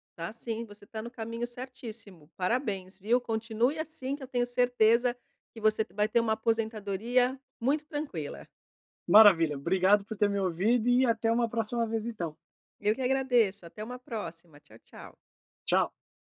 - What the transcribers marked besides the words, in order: none
- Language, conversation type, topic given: Portuguese, advice, Como equilibrar o crescimento da minha empresa com a saúde financeira?